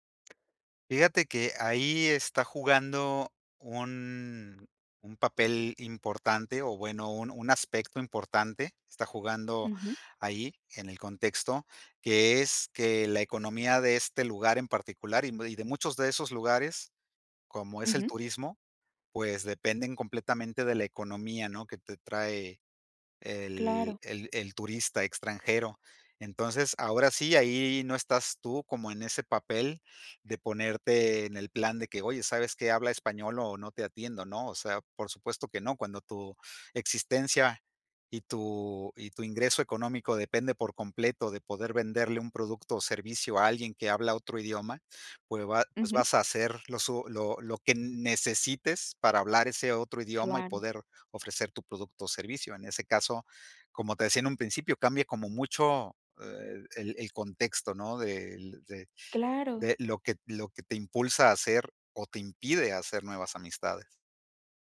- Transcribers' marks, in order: other background noise
- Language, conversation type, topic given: Spanish, podcast, ¿Qué barreras impiden que hagamos nuevas amistades?
- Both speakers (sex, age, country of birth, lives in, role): female, 25-29, Mexico, Mexico, host; male, 50-54, Mexico, Mexico, guest